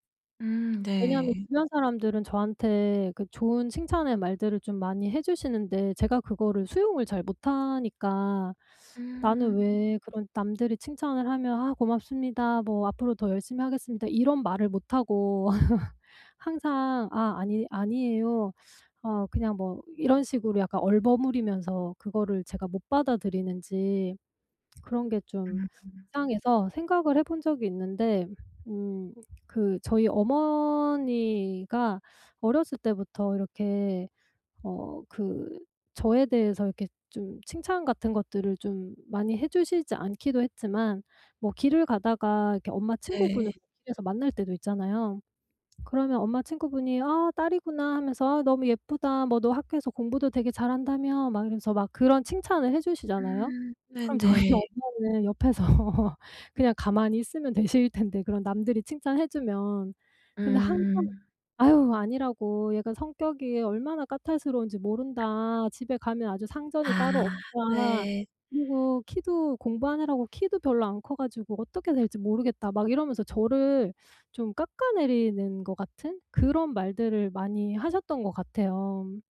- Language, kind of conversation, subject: Korean, advice, 자신감 부족과 자기 의심을 어떻게 관리하면 좋을까요?
- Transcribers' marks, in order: other background noise; teeth sucking; laugh; tapping; laughing while speaking: "저희"; laughing while speaking: "옆에서"